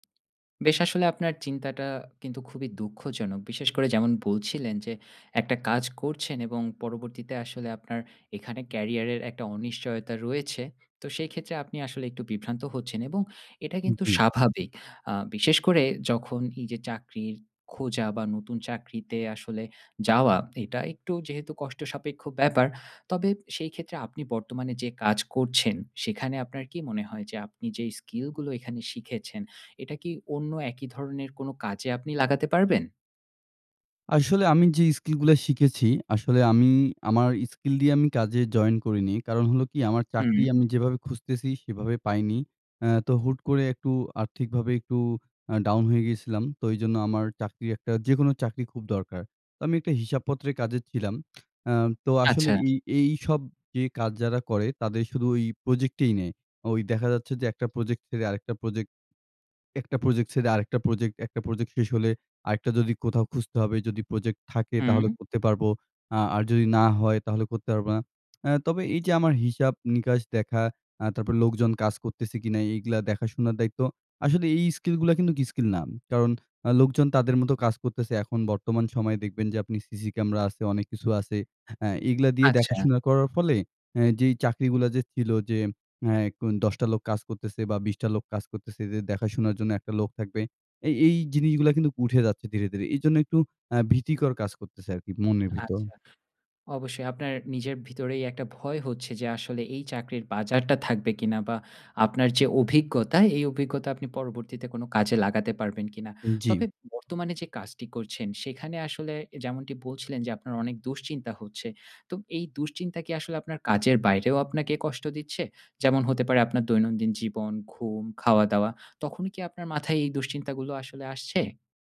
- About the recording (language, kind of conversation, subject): Bengali, advice, চাকরিতে কাজের অর্থহীনতা অনুভব করছি, জীবনের উদ্দেশ্য কীভাবে খুঁজে পাব?
- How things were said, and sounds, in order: in English: "Career"; tongue click; tapping